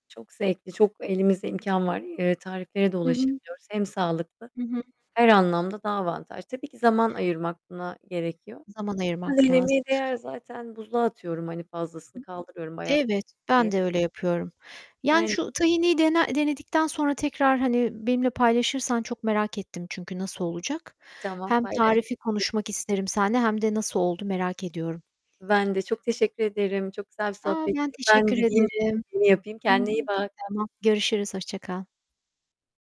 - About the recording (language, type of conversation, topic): Turkish, unstructured, Evde ekmek yapmak hakkında ne düşünüyorsun?
- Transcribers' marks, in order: distorted speech; background speech; other background noise; unintelligible speech; unintelligible speech